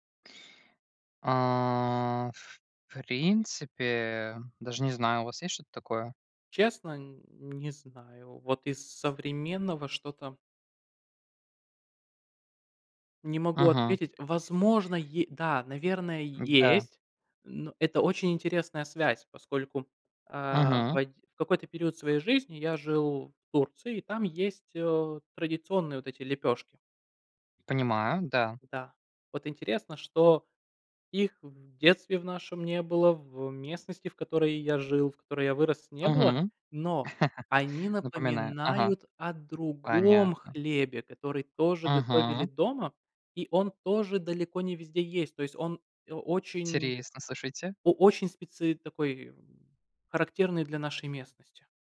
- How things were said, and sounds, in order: other background noise; laugh
- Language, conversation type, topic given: Russian, unstructured, Какой вкус напоминает тебе о детстве?